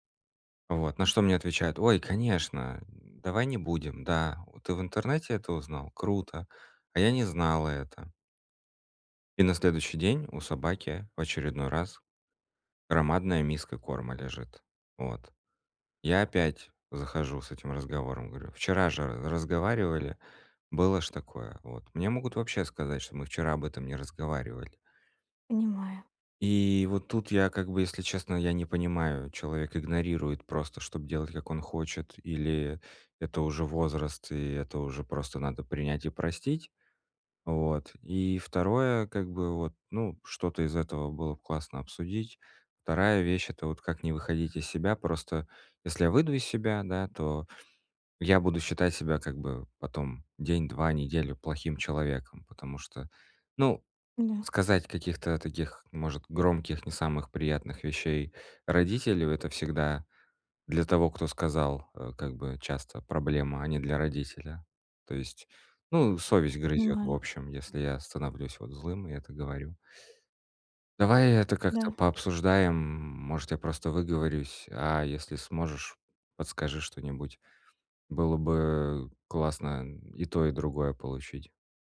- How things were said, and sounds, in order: tapping; other background noise
- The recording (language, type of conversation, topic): Russian, advice, Как вести разговор, чтобы не накалять эмоции?